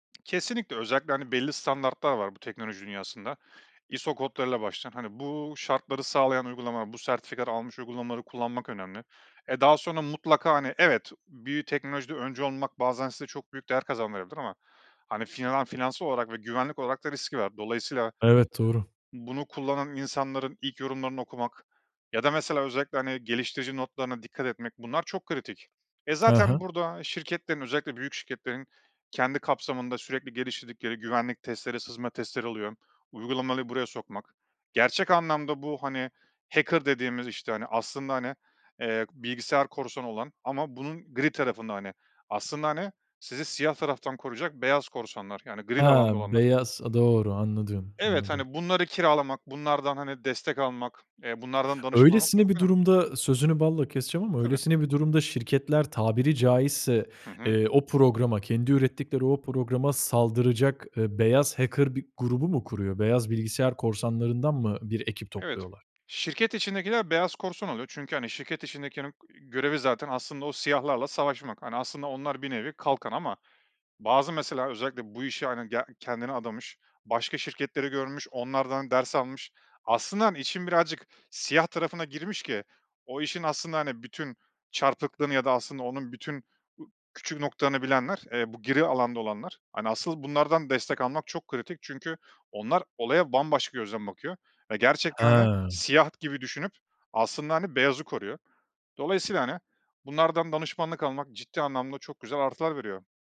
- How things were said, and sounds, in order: tapping; other background noise; "Uygulamayo" said as "uygulamali"
- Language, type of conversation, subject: Turkish, podcast, Yeni bir teknolojiyi denemeye karar verirken nelere dikkat ediyorsun?